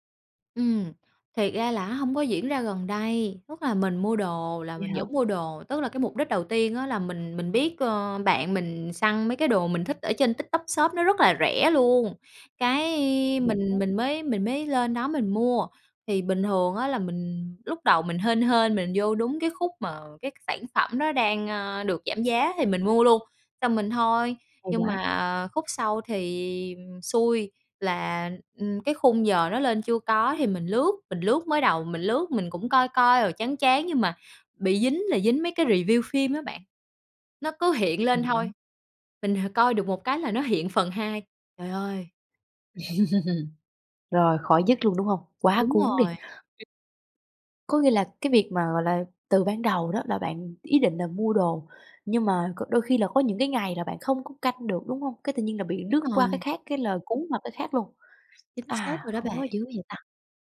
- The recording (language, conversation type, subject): Vietnamese, advice, Dùng quá nhiều màn hình trước khi ngủ khiến khó ngủ
- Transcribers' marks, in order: tapping; in English: "review"; laugh; other background noise; unintelligible speech